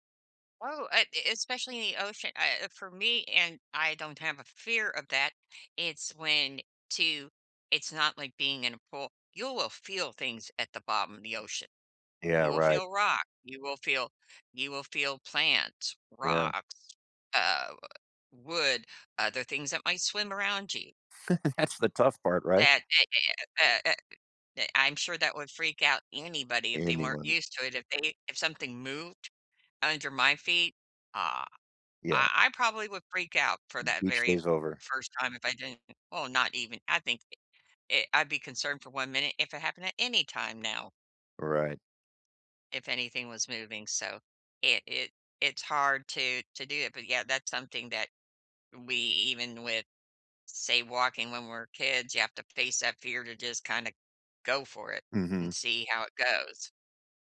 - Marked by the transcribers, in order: laugh; tapping
- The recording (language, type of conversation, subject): English, unstructured, When should I teach a friend a hobby versus letting them explore?